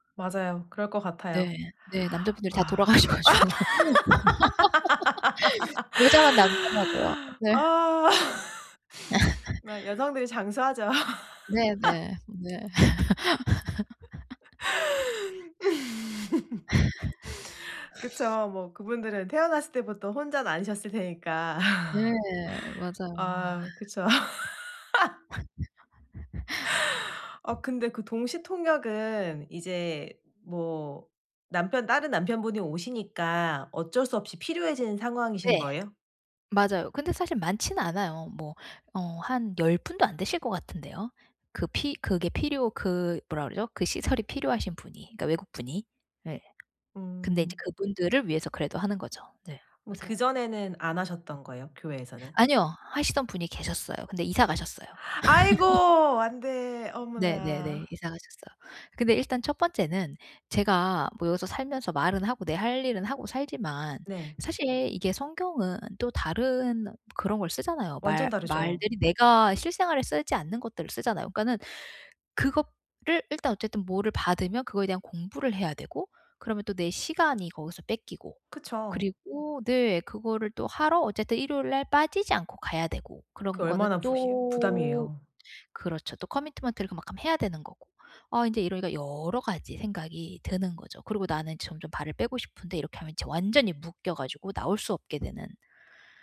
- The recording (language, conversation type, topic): Korean, advice, 과도한 요청을 정중히 거절하려면 어떻게 말하고 어떤 태도를 취하는 것이 좋을까요?
- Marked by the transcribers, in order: laughing while speaking: "가지고"; inhale; laugh; laugh; laugh; laugh; laugh; sniff; laugh; tapping; laugh; drawn out: "또"; in English: "커미트먼트를"; in English: "푸시"